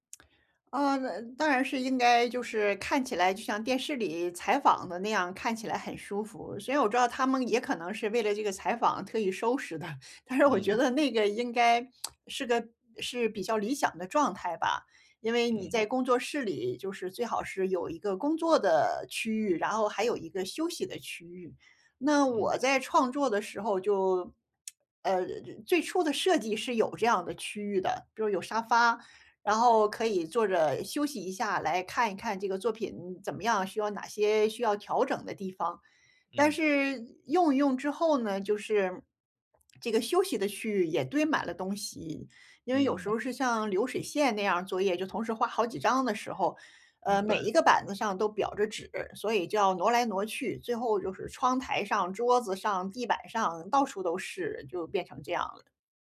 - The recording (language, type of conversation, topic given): Chinese, advice, 你如何长期保持创作空间整洁且富有创意氛围？
- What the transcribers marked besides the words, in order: other background noise; laughing while speaking: "的。但是我觉得那个"; tapping